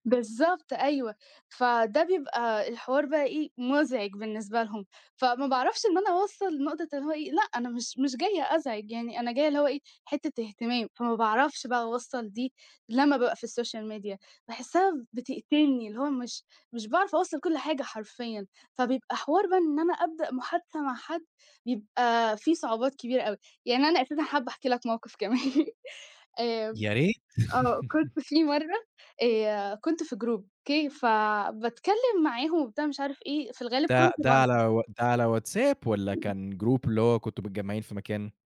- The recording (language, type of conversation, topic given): Arabic, podcast, إزاي بتبدأ المحادثات عادةً؟
- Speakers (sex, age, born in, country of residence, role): female, 18-19, Egypt, Egypt, guest; male, 25-29, Egypt, Egypt, host
- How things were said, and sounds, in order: in English: "السوشيال ميديا"; laughing while speaking: "كمان"; laugh; in English: "Group"; other background noise; in English: "Group"